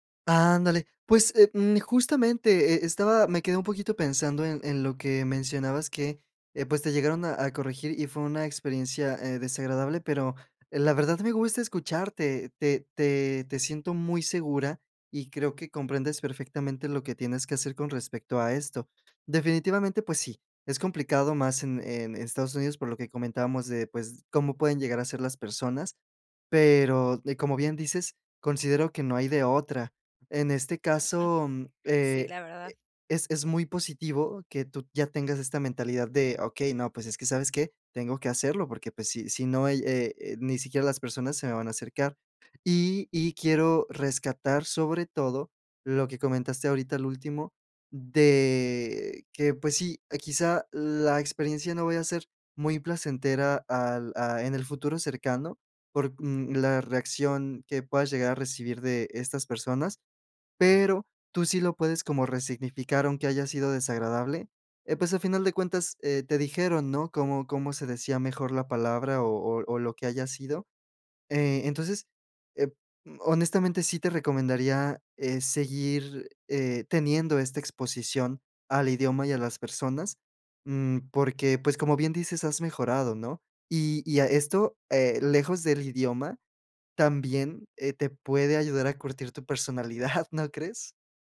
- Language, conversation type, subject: Spanish, advice, ¿Cómo puedo manejar la inseguridad al hablar en un nuevo idioma después de mudarme?
- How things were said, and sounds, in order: other background noise; laughing while speaking: "personalidad"